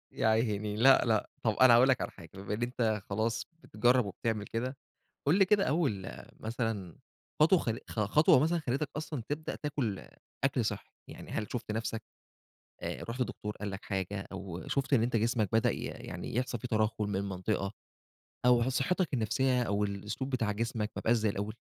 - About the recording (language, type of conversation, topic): Arabic, podcast, إزاي تخلي الأكل الصحي عادة مش عبء؟
- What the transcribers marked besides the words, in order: tapping